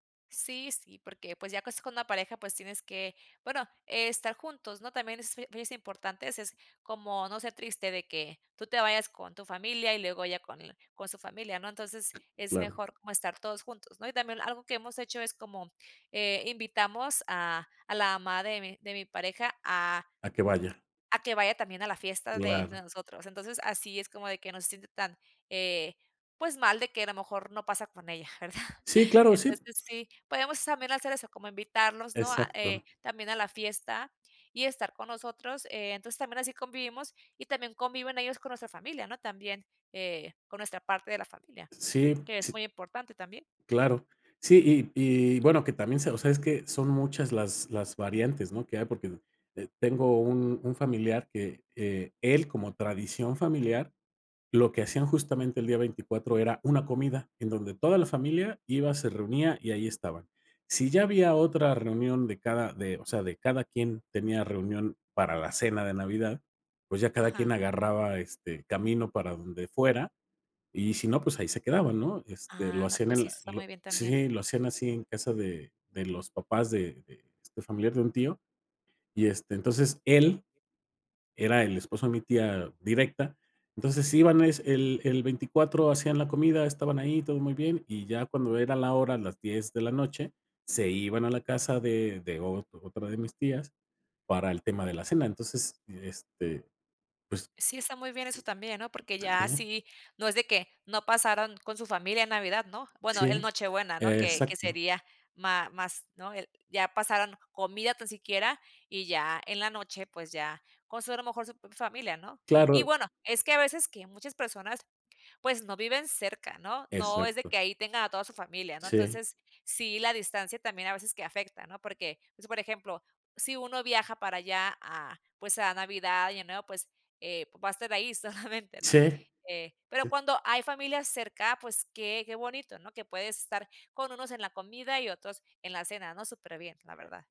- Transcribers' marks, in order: tapping; other noise; laughing while speaking: "¿verdad?"; other background noise; chuckle
- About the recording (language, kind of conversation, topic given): Spanish, podcast, ¿Qué tradiciones ayudan a mantener unidos a tus parientes?
- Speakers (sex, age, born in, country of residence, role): female, 30-34, Mexico, United States, guest; male, 50-54, Mexico, Mexico, host